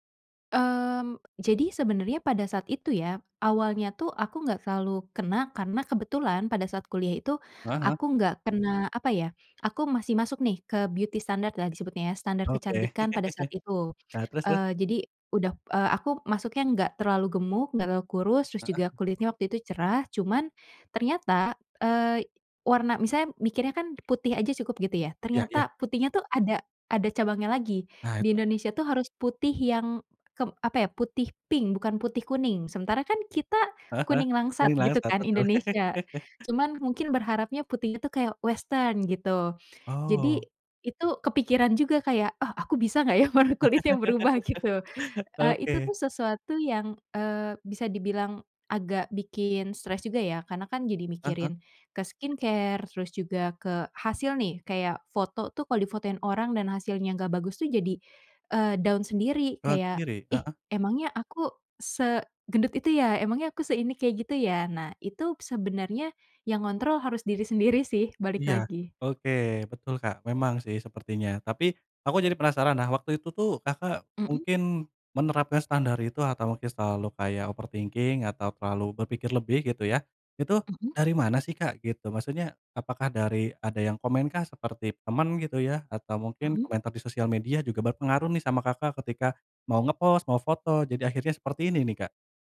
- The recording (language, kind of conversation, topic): Indonesian, podcast, Apa tanggapanmu tentang tekanan citra tubuh akibat media sosial?
- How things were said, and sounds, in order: in English: "beauty standard"; other background noise; chuckle; tapping; chuckle; in English: "western"; chuckle; laughing while speaking: "warna kulitnya"; in English: "skincare"; in English: "down"; in English: "Down"; in English: "overthinking"